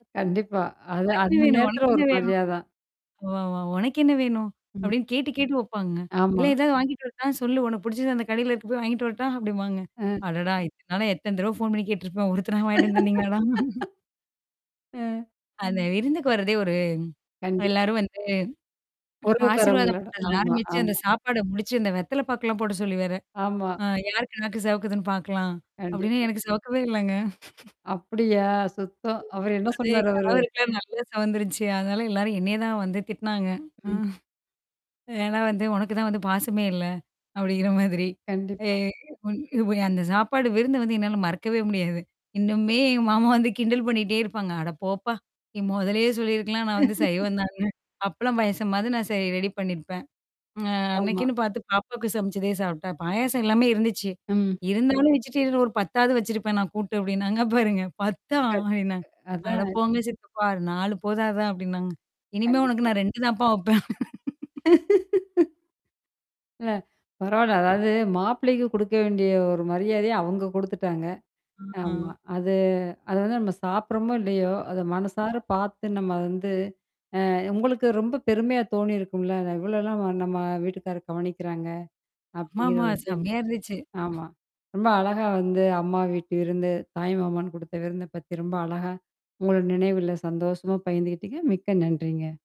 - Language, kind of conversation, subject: Tamil, podcast, அம்மா நடத்தும் வீட்டுவிருந்துகளின் நினைவுகளைப் பற்றி பகிர முடியுமா?
- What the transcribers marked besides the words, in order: unintelligible speech; unintelligible speech; distorted speech; in English: "ஃபோன்"; laughing while speaking: "ஒருத்தனா வாங்கிட்டு வந்து தந்தீங்களாடா?"; laughing while speaking: "அ"; chuckle; chuckle; laughing while speaking: "இன்னுமே மாமா வந்து கிண்டல் பண்ணிட்டே இருப்பாங்க"; laugh; in English: "ரெடி"; in English: "வெஜிடேரியன்"; laughing while speaking: "வச்சிருப்பேன் நான் கூட்டு அப்பிடின்னாங்க பாருங்க"; unintelligible speech; laugh; other noise